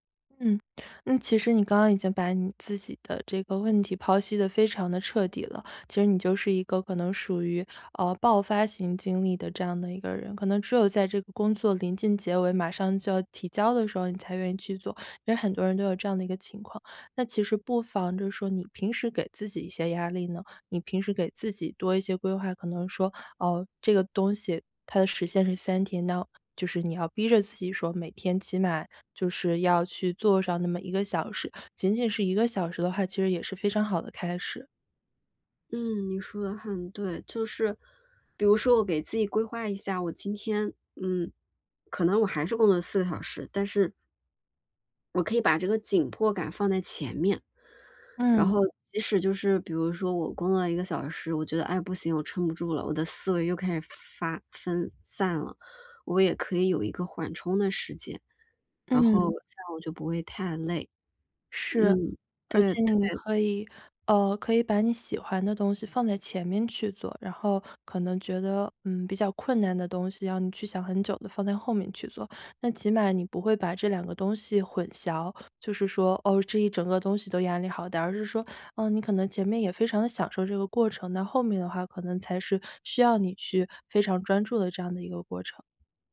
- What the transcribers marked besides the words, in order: none
- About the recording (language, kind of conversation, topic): Chinese, advice, 我怎样才能减少分心，并在处理复杂工作时更果断？